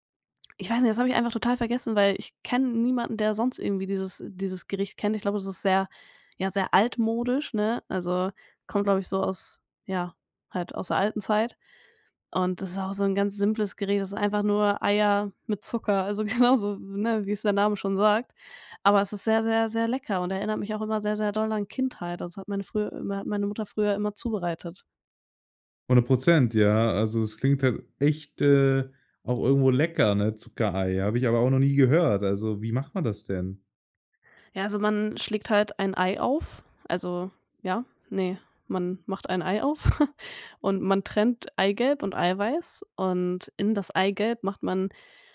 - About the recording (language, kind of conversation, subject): German, podcast, Wie gebt ihr Familienrezepte und Kochwissen in eurer Familie weiter?
- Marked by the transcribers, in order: joyful: "also genauso"; chuckle